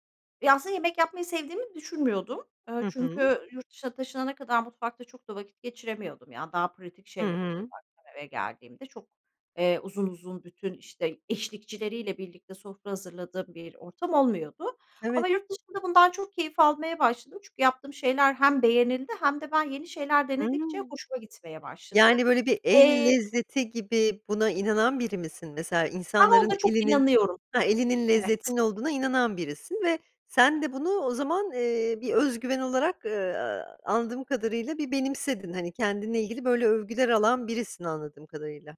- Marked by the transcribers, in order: other background noise; tapping
- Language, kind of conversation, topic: Turkish, podcast, Genel olarak yemek hazırlama alışkanlıkların nasıl?